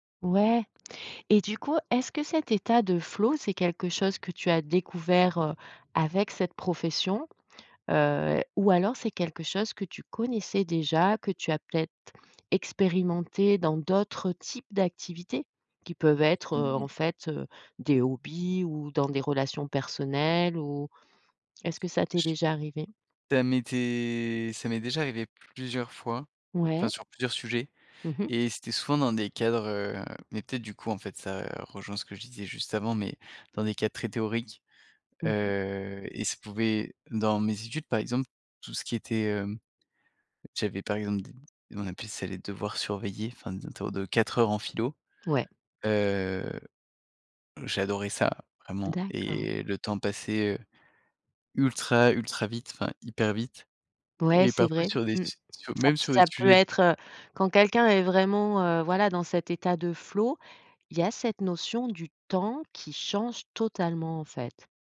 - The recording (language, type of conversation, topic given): French, podcast, Qu’est-ce qui te met dans un état de création intense ?
- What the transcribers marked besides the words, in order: tapping